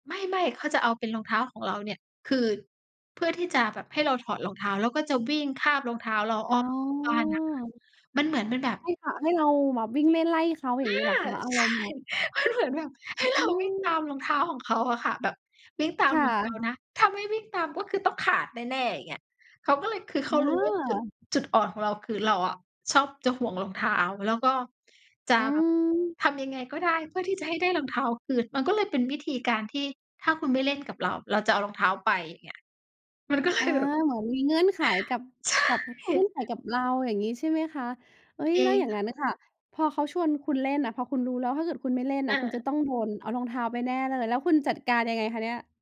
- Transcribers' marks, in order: drawn out: "อ๋อ"; joyful: "อา ใช่ มันเหมือนแบบ ให้เรา วิ่งตามรองเท้าของเขาอะค่ะ"; laughing while speaking: "ใช่ มันเหมือนแบบ ให้เรา"; laughing while speaking: "เลยแบบ"; joyful: "ใช่"; other background noise
- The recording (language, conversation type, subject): Thai, podcast, บอกวิธีจัดการความเครียดจากงานหน่อยได้ไหม?